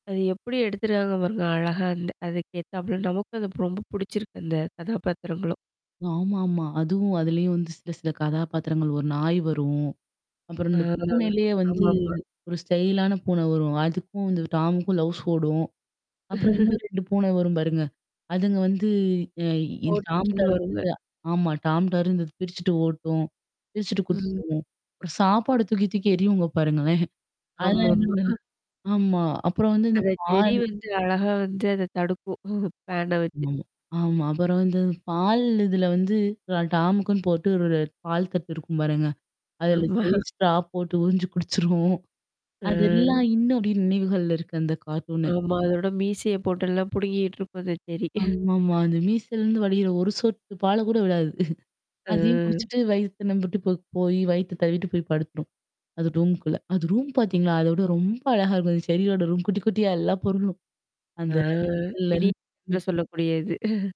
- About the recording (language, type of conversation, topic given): Tamil, podcast, உங்கள் சின்னப்போழத்தில் பார்த்த கார்ட்டூன்கள் பற்றிச் சொல்ல முடியுமா?
- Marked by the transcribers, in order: mechanical hum; drawn out: "ஆ"; in English: "ஸ்டைலான"; in English: "ளவுஸ்"; chuckle; static; tapping; other background noise; distorted speech; laughing while speaking: "ஆ"; chuckle; unintelligible speech; chuckle; unintelligible speech; in English: "ஸ்ட்ரா"; laughing while speaking: "ஆமா"; laughing while speaking: "குடிச்சுரும்"; drawn out: "ஆ"; in English: "கார்ட்டூனு"; chuckle; chuckle; drawn out: "ம்"; unintelligible speech; chuckle